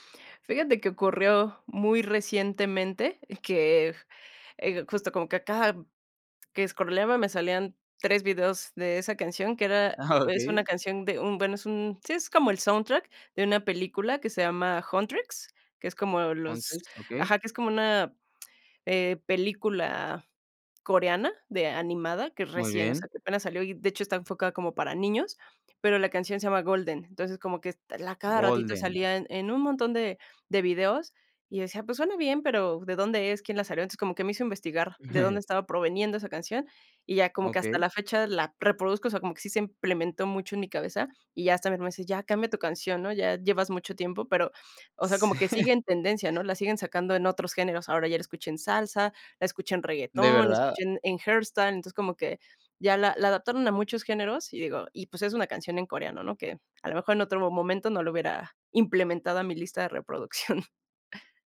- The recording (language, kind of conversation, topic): Spanish, podcast, ¿Cómo ha influido la tecnología en tus cambios musicales personales?
- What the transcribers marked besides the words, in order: laughing while speaking: "Ah, okey"; tapping; "proviniendo" said as "proveniendo"; laugh; laughing while speaking: "Sí"; "herstan" said as "hardstyle"; laughing while speaking: "reproducción"